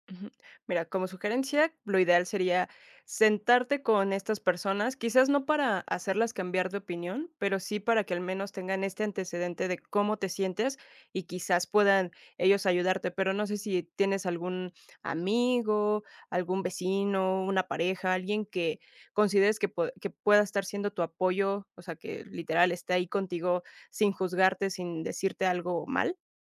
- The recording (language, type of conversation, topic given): Spanish, advice, ¿Cómo puedo manejar un sentimiento de culpa persistente por errores pasados?
- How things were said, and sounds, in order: none